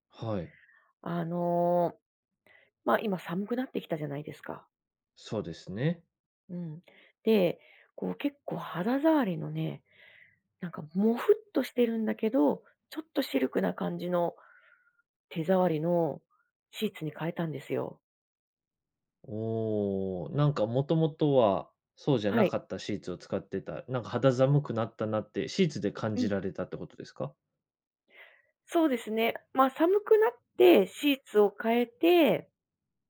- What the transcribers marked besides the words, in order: none
- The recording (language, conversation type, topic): Japanese, podcast, 夜、家でほっとする瞬間はいつですか？